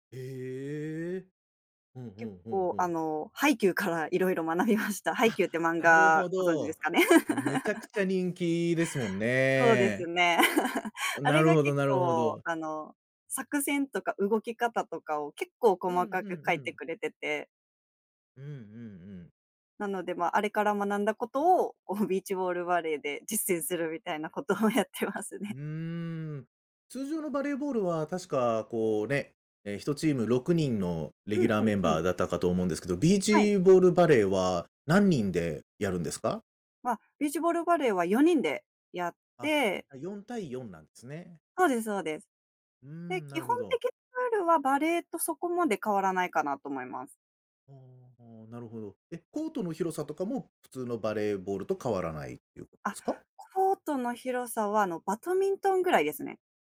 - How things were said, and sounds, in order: laughing while speaking: "いろいろ学びました"; laugh; laugh; laughing while speaking: "こう"; laughing while speaking: "ことをやってますね"; "バドミントン" said as "バトミントン"
- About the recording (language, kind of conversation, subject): Japanese, podcast, 休日は普段どのように過ごしていますか？